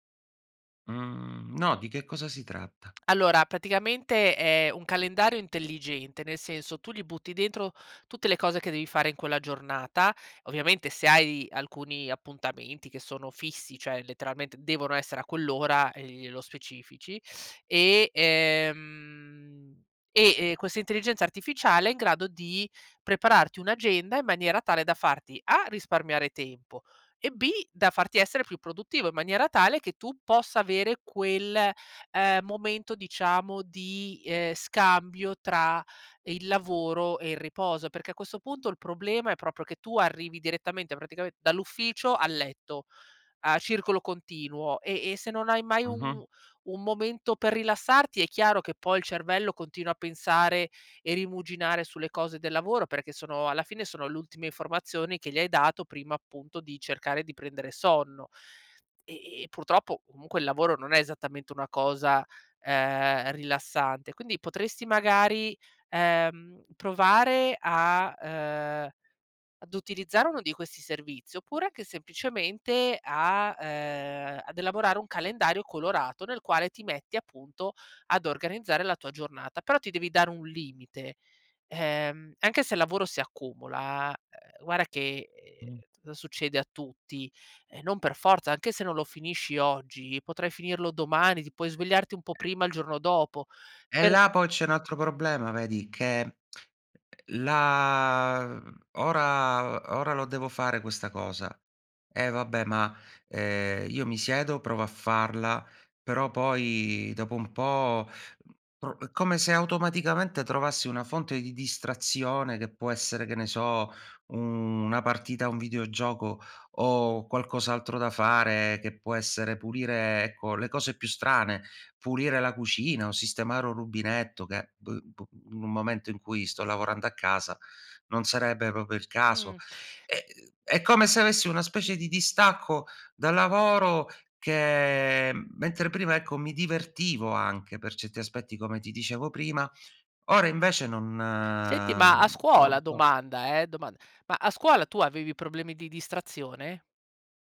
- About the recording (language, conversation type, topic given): Italian, advice, Perché faccio fatica a concentrarmi e a completare i compiti quotidiani?
- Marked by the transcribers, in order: tapping; tongue click; "proprio" said as "popio"